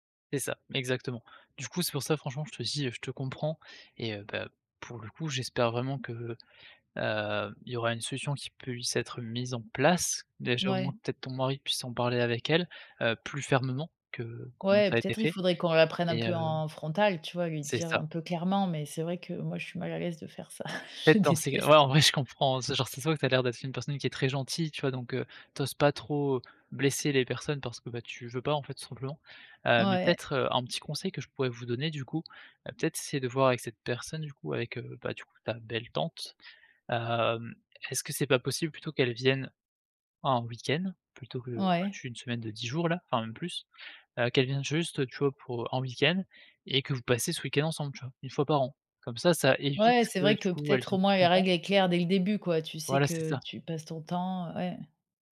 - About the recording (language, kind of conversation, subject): French, advice, Comment puis-je poser des limites à une famille intrusive ?
- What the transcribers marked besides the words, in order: chuckle; laughing while speaking: "je déteste"; laughing while speaking: "en vrai"